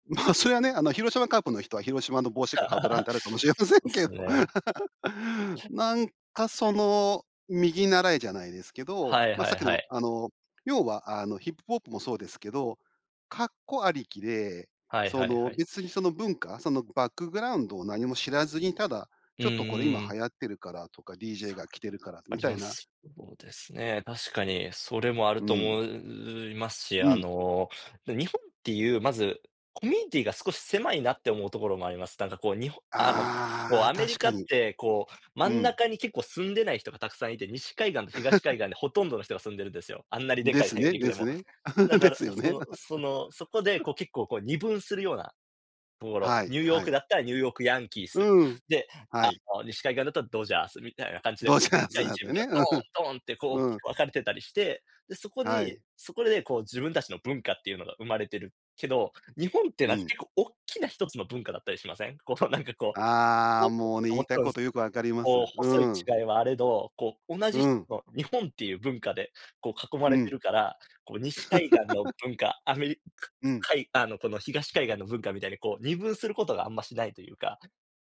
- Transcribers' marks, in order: laughing while speaking: "それはね"; laugh; laughing while speaking: "しれませんけど"; laugh; other noise; laugh; laugh; stressed: "ドーン、ドーン"; unintelligible speech; laugh
- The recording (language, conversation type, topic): Japanese, podcast, 文化を尊重する服選びってどうする？